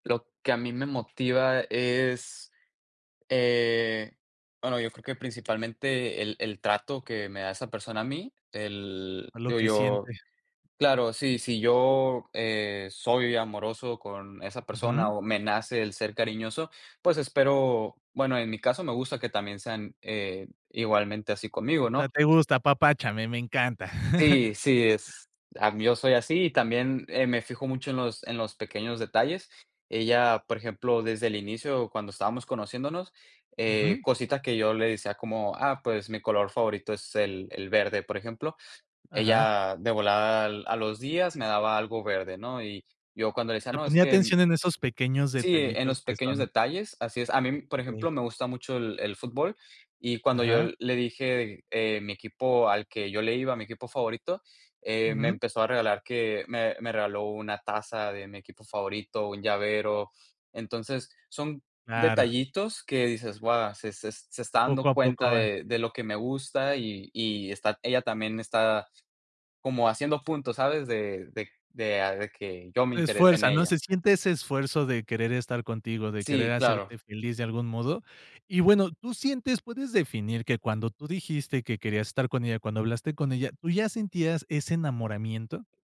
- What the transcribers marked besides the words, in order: other background noise; tapping; chuckle
- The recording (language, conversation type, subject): Spanish, podcast, ¿Cómo eliges a una pareja y cómo sabes cuándo es momento de terminar una relación?